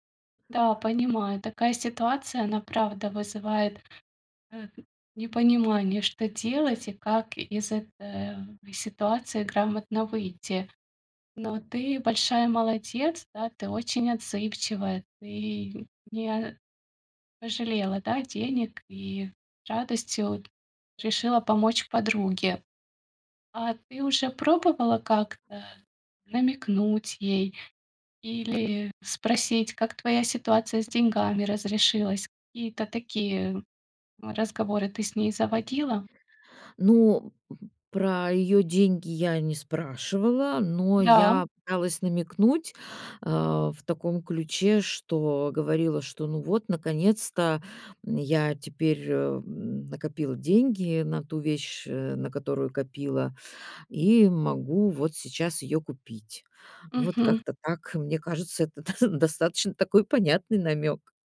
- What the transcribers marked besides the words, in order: other noise; other background noise; tapping; chuckle
- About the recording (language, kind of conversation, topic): Russian, advice, Как начать разговор о деньгах с близкими, если мне это неудобно?